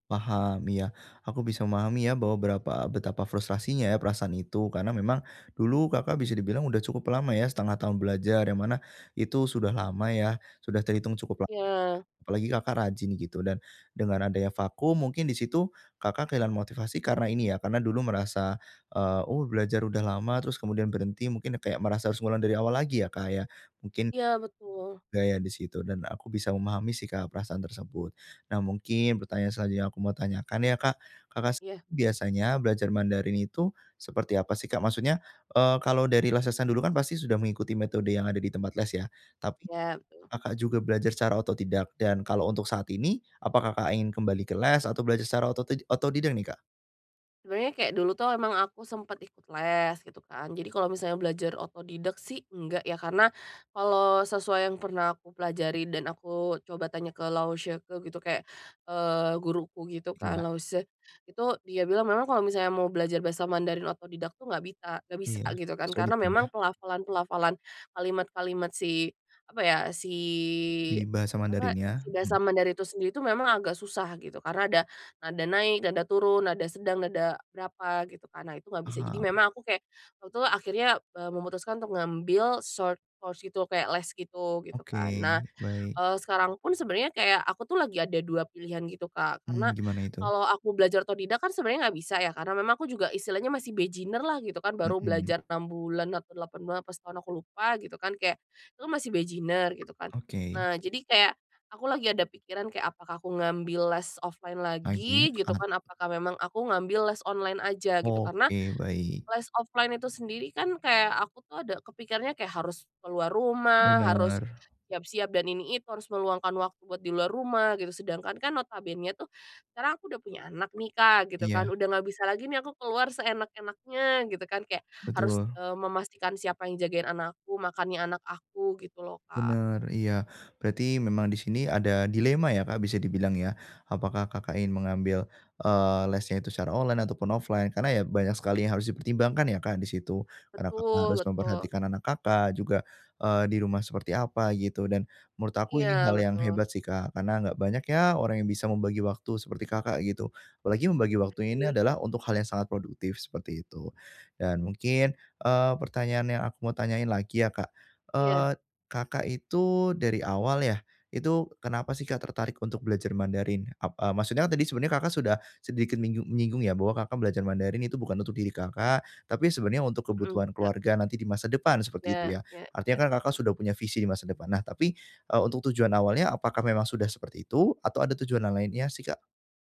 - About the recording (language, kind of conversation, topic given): Indonesian, advice, Apa yang bisa saya lakukan jika motivasi berlatih tiba-tiba hilang?
- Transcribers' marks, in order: in English: "short course"; in English: "beginner"; in English: "beginner"; in English: "offline"; tapping; in English: "offline"; in English: "offline"